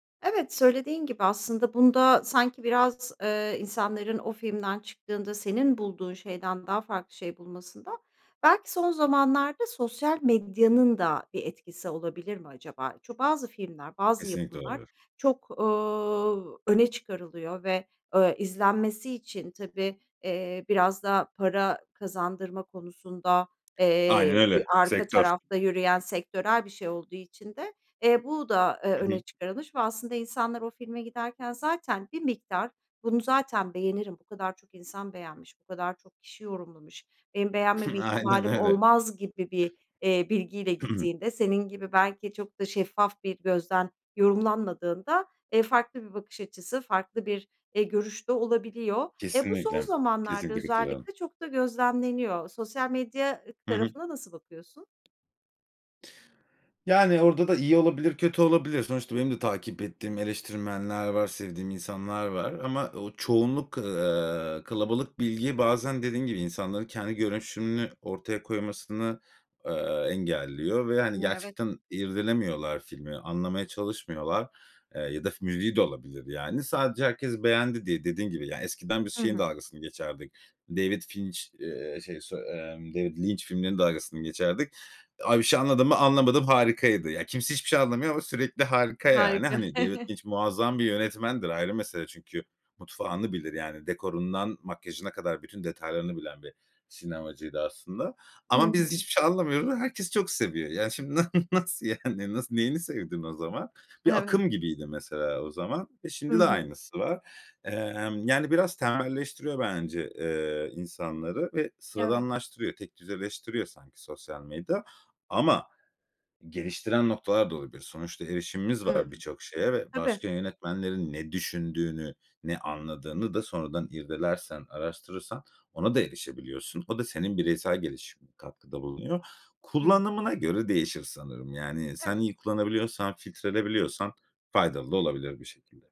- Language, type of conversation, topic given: Turkish, podcast, Bir filmin bir şarkıyla özdeşleştiği bir an yaşadın mı?
- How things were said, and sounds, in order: laughing while speaking: "Aynen öyle"; other background noise; throat clearing; chuckle; laughing while speaking: "şimdi nasıl, nasıl yani? Nasıl, neyini sevdin o zaman?"